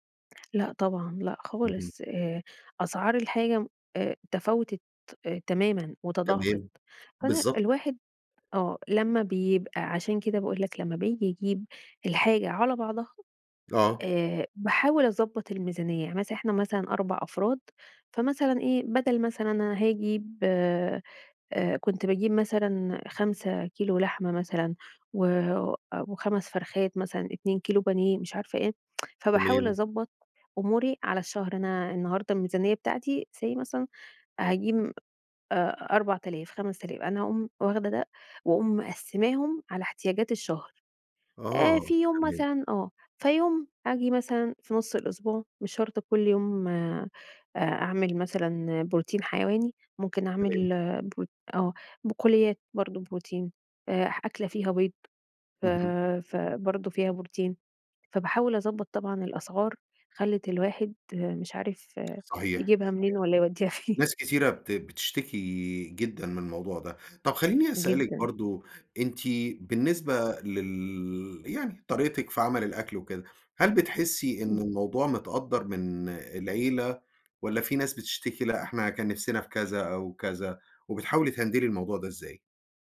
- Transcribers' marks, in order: tapping; tsk; in English: "say"; chuckle; other background noise; in English: "تهندلي"
- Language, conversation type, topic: Arabic, podcast, إزاي تخطط لوجبات الأسبوع بطريقة سهلة؟